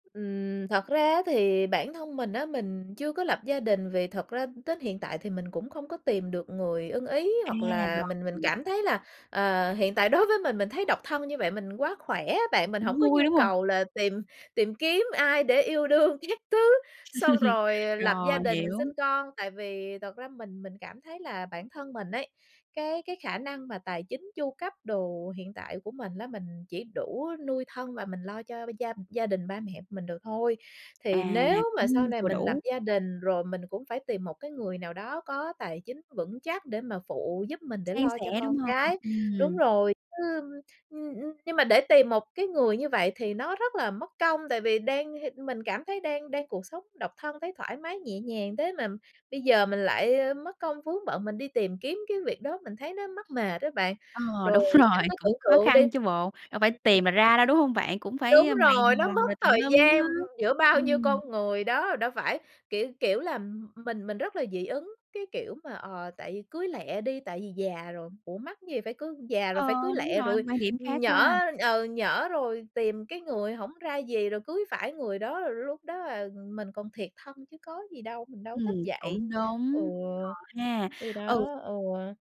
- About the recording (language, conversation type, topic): Vietnamese, advice, Bạn cảm thấy bị đánh giá như thế nào vì không muốn có con?
- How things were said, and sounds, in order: other background noise; "đến" said as "tến"; laughing while speaking: "đối"; tapping; laughing while speaking: "đương các"; laugh; laughing while speaking: "đúng rồi"; background speech